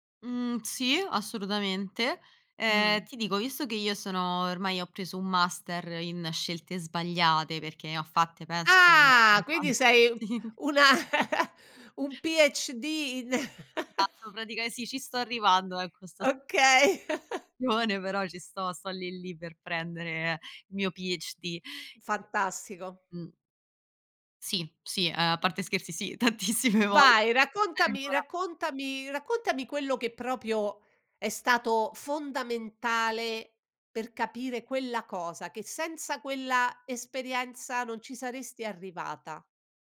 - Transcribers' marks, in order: drawn out: "Ah!"; unintelligible speech; chuckle; other background noise; in English: "PhD!"; chuckle; unintelligible speech; chuckle; unintelligible speech; in English: "PhD"; laughing while speaking: "tantissime volte"; "proprio" said as "propio"
- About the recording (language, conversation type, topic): Italian, podcast, Raccontami di un errore che ti ha insegnato tanto?